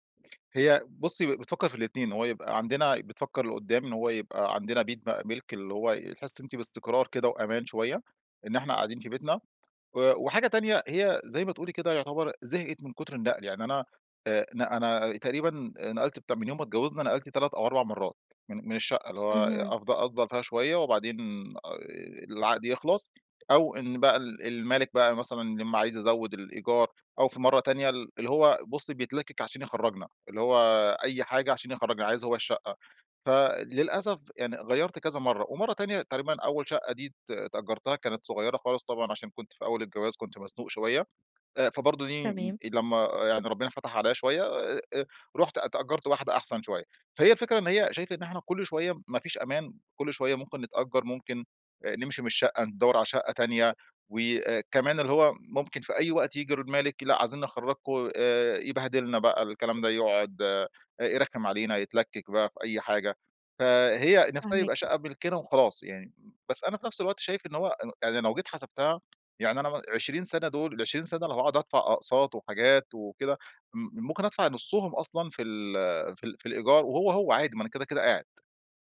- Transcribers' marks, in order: tapping; other background noise
- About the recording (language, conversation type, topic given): Arabic, advice, هل أشتري بيت كبير ولا أكمل في سكن إيجار مرن؟